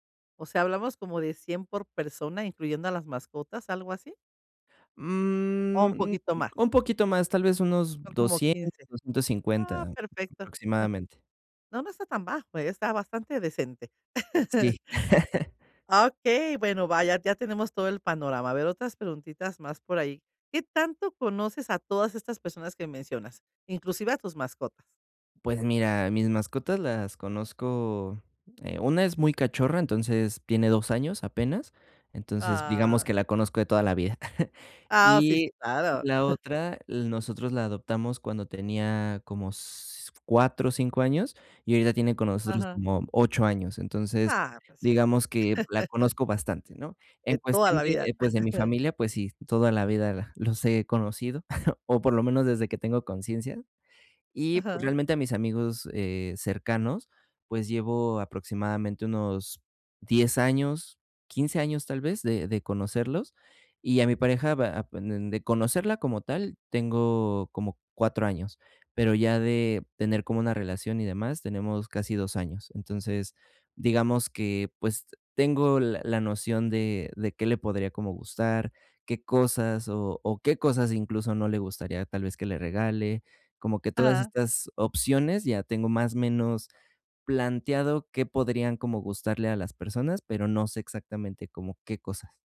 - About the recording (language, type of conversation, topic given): Spanish, advice, ¿Cómo puedo encontrar regalos significativos sin gastar mucho dinero?
- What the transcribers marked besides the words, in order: chuckle; chuckle; chuckle; chuckle; chuckle